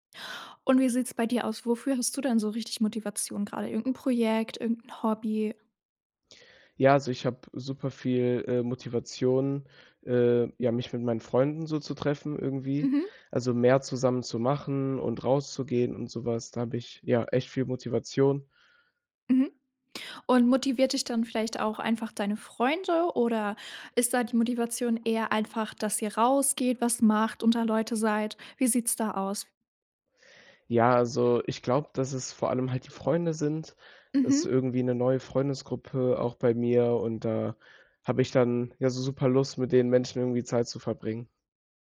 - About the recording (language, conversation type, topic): German, podcast, Was tust du, wenn dir die Motivation fehlt?
- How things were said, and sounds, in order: none